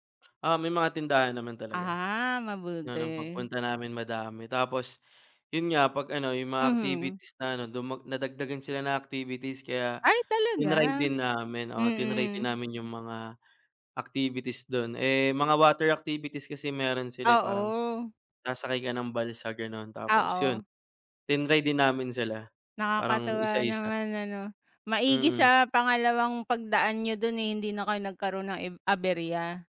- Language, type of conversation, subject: Filipino, unstructured, Ano ang pinakamasakit na nangyari habang nakikipagsapalaran ka?
- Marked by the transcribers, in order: other background noise